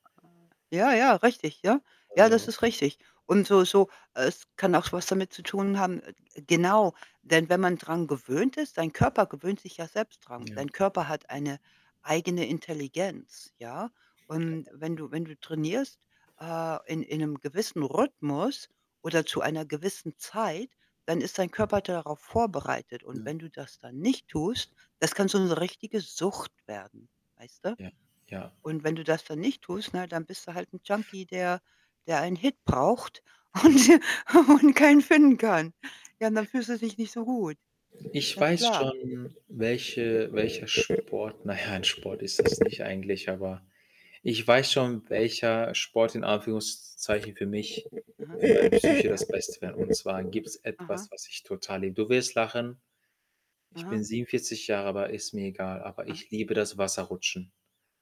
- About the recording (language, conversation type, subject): German, unstructured, Wie wirkt sich Sport auf die mentale Gesundheit aus?
- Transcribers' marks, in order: static; other background noise; distorted speech; laughing while speaking: "und und keinen"